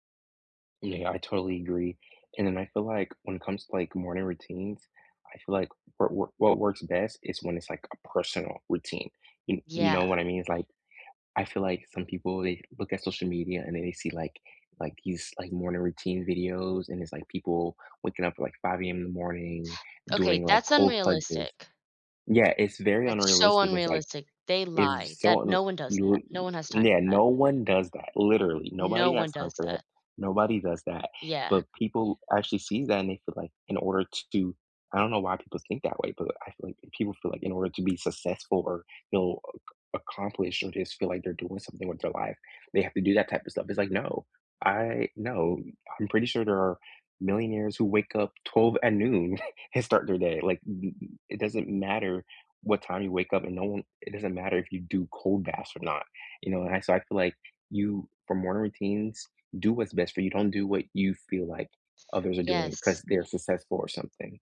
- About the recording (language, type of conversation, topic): English, unstructured, What makes a morning routine work well for you?
- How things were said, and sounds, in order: stressed: "No"; other background noise; "successful" said as "sussesful"; chuckle; "successful" said as "sussesful"